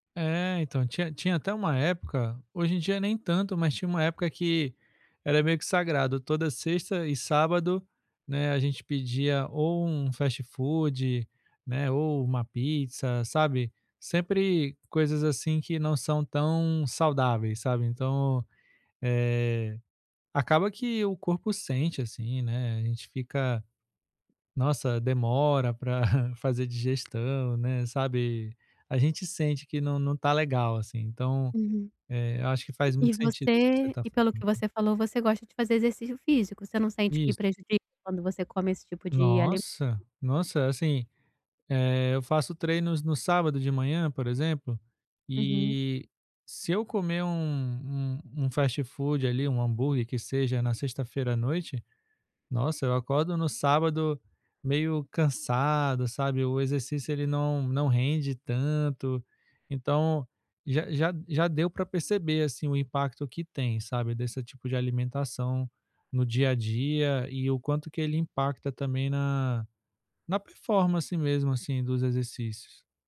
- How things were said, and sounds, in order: chuckle; tapping
- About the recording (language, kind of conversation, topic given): Portuguese, advice, Como posso reduzir o consumo diário de alimentos ultraprocessados na minha dieta?